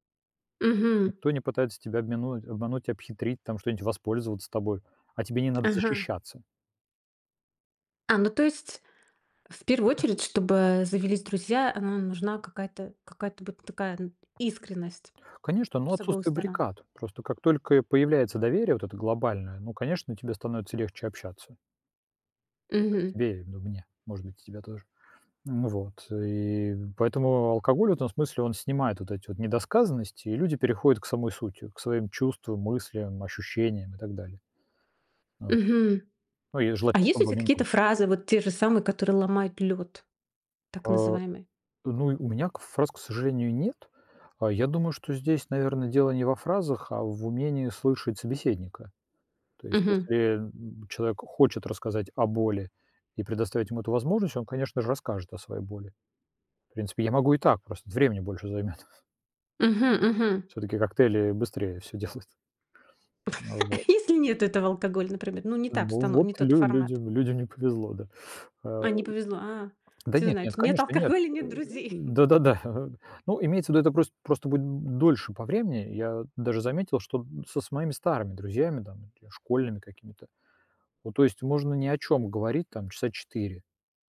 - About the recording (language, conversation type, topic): Russian, podcast, Как вы заводите друзей в новой среде?
- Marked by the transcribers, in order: other background noise; tapping; chuckle; laughing while speaking: "делают"; chuckle; chuckle